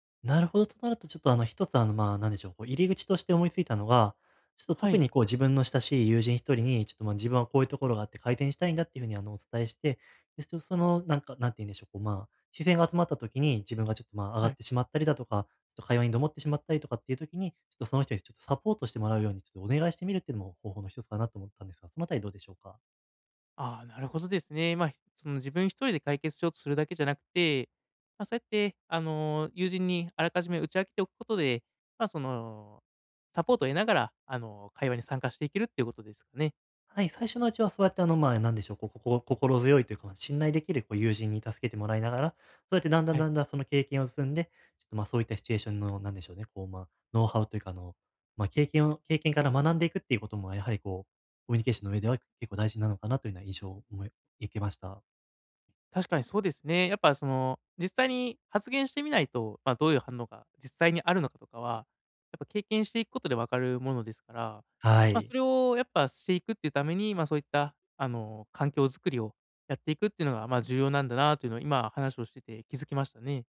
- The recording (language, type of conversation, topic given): Japanese, advice, グループの集まりで孤立しないためには、どうすればいいですか？
- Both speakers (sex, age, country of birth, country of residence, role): male, 20-24, Japan, Japan, advisor; male, 30-34, Japan, Japan, user
- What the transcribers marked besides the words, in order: none